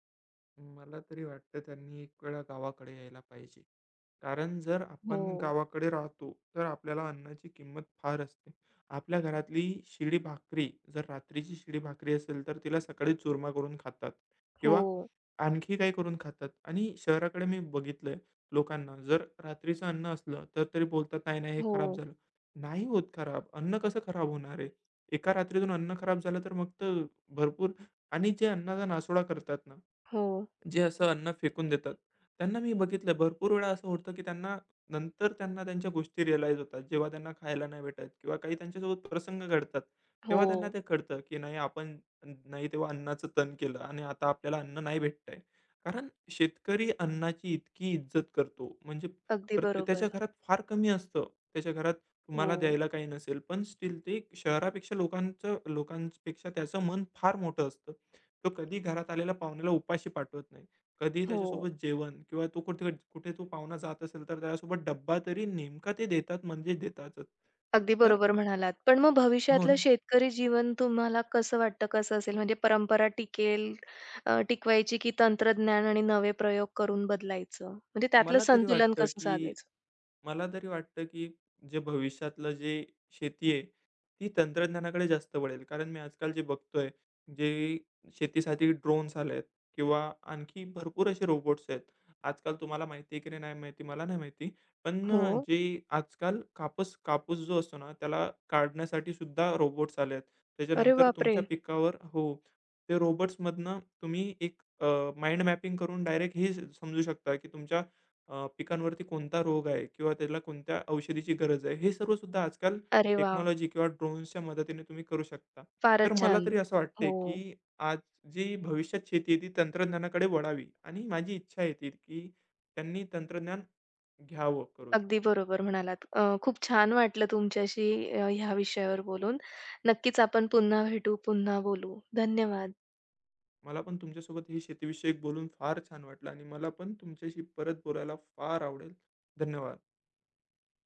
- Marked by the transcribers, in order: tapping; other background noise; horn; in English: "रिअलाईज"; other noise; in English: "स्टिल"; surprised: "अरे, बापरे!"; in English: "माइंड मॅपिंग"; in English: "टेक्नॉलॉजी"
- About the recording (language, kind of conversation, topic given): Marathi, podcast, शेतात काम करताना तुला सर्वात महत्त्वाचा धडा काय शिकायला मिळाला?